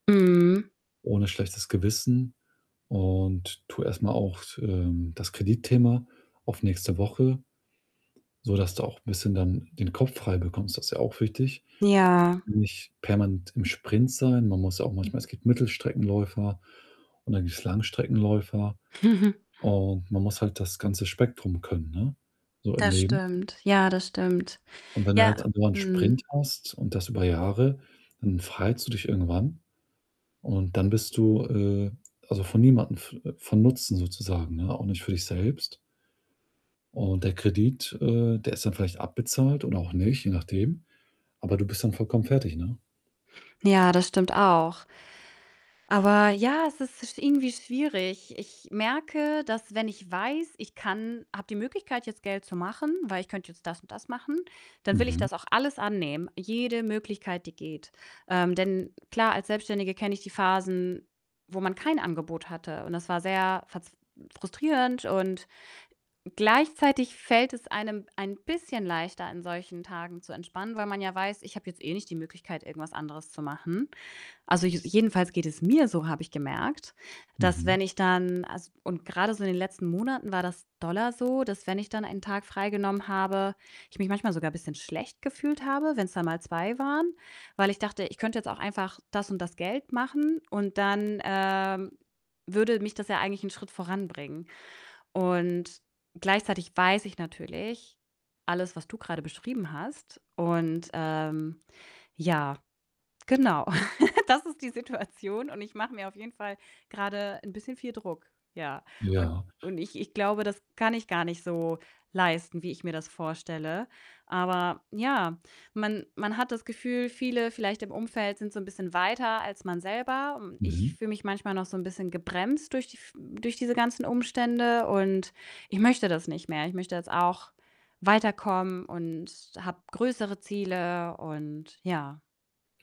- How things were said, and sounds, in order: distorted speech; static; tapping; other background noise; chuckle; stressed: "mir"; laugh; laughing while speaking: "Das ist die Situation"
- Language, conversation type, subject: German, advice, Wie erlebst du den Druck, kurzfristige Umsatzziele zu erreichen?